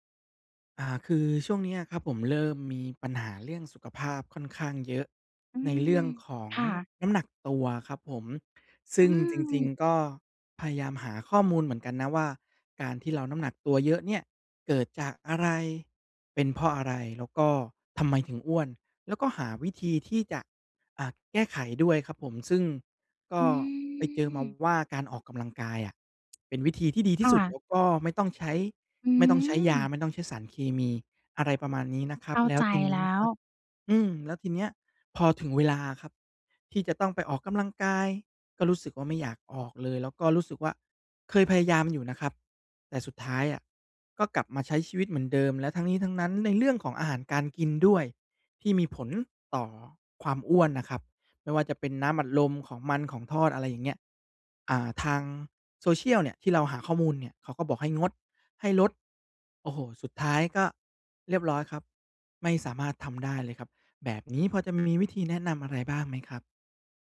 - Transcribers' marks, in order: other background noise
- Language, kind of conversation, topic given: Thai, advice, ฉันควรเลิกนิสัยเดิมที่ส่งผลเสียต่อชีวิตไปเลย หรือค่อย ๆ เปลี่ยนเป็นนิสัยใหม่ดี?